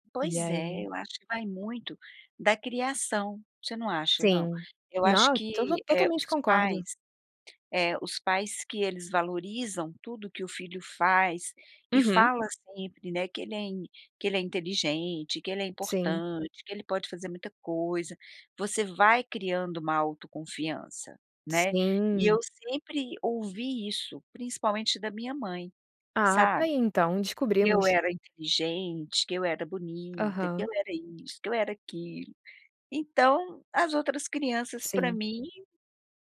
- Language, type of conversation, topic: Portuguese, podcast, Como a comparação com os outros influencia sua forma de pensar?
- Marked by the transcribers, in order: none